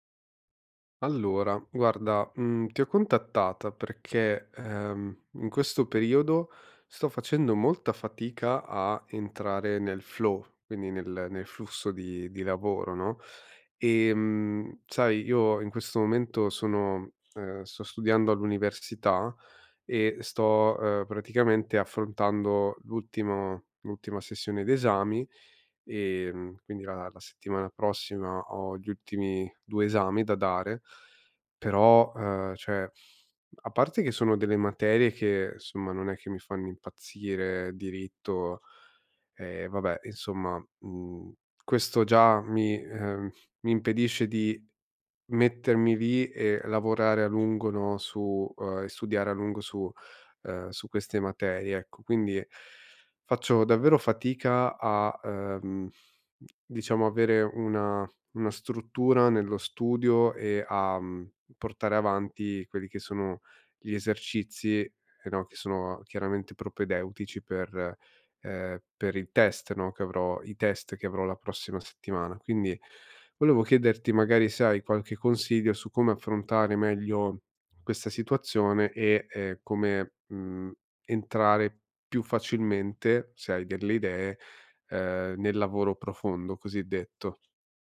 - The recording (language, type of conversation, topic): Italian, advice, Perché faccio fatica a iniziare compiti lunghi e complessi?
- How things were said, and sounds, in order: in English: "flow"; "cioè" said as "ceh"; "insomma" said as "nsomma"; other background noise